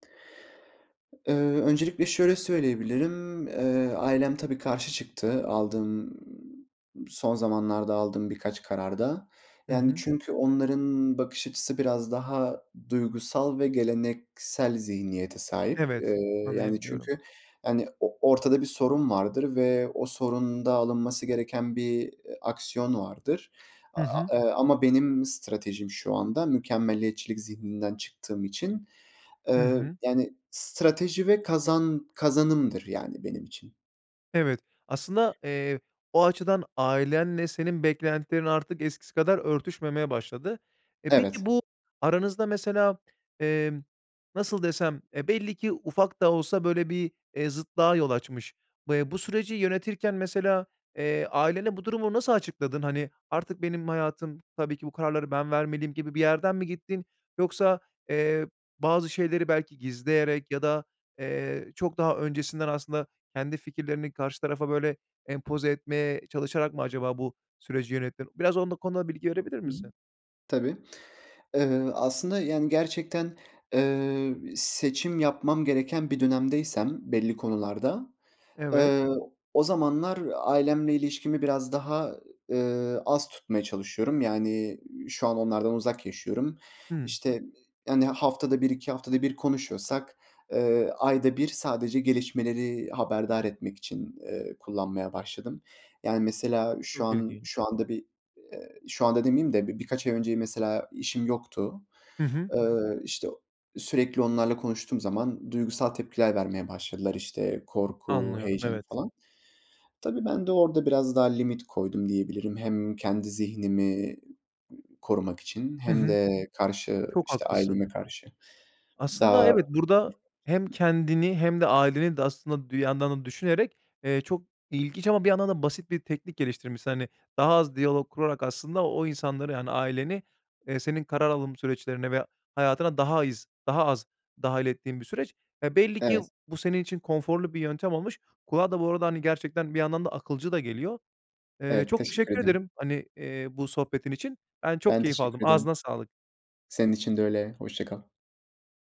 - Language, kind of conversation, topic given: Turkish, podcast, Seçim yaparken 'mükemmel' beklentisini nasıl kırarsın?
- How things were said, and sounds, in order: other background noise; tapping; unintelligible speech